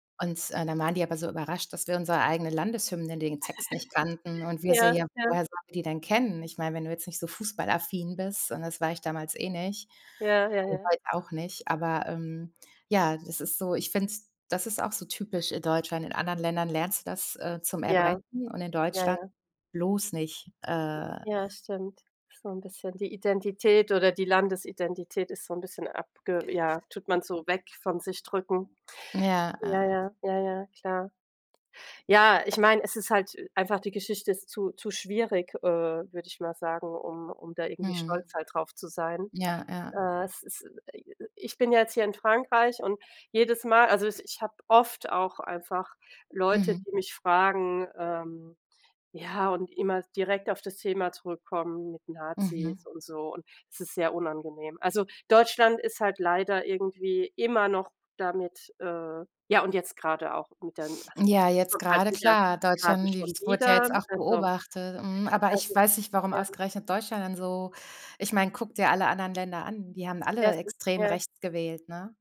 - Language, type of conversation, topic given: German, unstructured, Wie bist du auf Reisen mit unerwarteten Rückschlägen umgegangen?
- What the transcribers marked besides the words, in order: laugh; other background noise; tapping